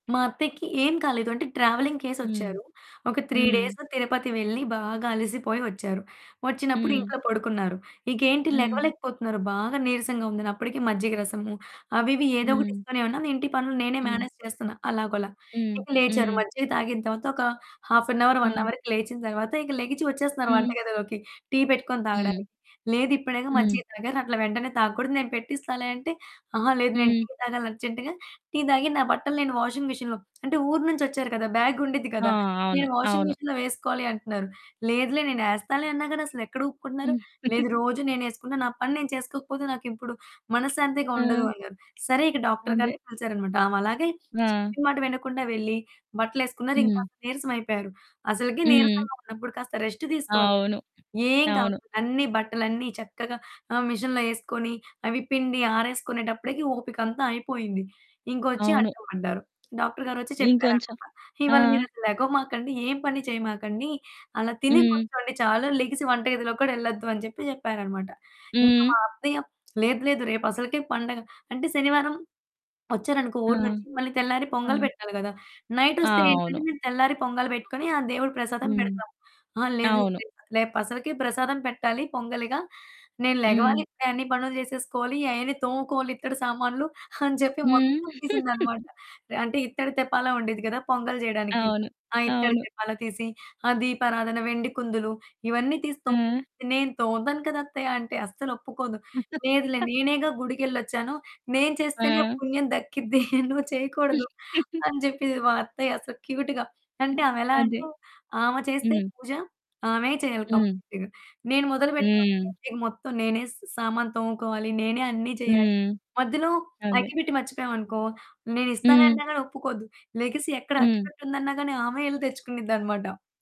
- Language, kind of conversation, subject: Telugu, podcast, మీ ఇంట్లో ఇంటి పనులను పంచుకునేందుకు మీరు ఏ విధానాన్ని అనుసరిస్తారు?
- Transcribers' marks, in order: in English: "ట్రావెలింగ్"; "చేసొచ్చారు" said as "కేసొచ్చారు"; in English: "త్రీ డేస్"; in English: "మేనేజ్"; in English: "హాఫ్ ఎన్ హౌర్, వన్ హౌర్‌కి"; other background noise; in English: "అర్జెంట్‌గా"; in English: "వాషింగ్ మెషిన్‌లో"; in English: "వాషింగ్ మెషిన్‌లో"; giggle; distorted speech; in English: "రెస్ట్"; in English: "మెషిన్‌లో"; giggle; chuckle; chuckle; in English: "క్యూట్‌గ"; in English: "కంప్లీట్‌గా"